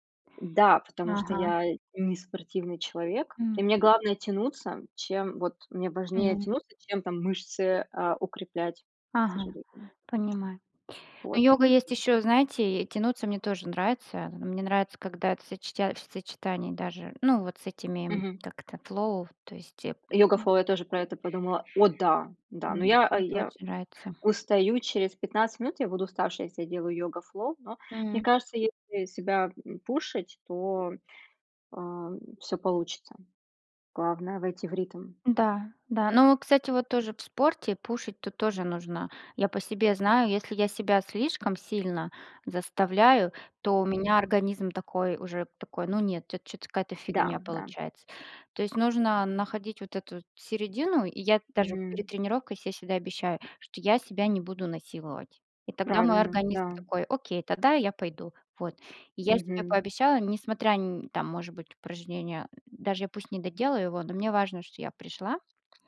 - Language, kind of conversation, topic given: Russian, unstructured, Как спорт влияет на твоё настроение каждый день?
- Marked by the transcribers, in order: tapping; in English: "flow"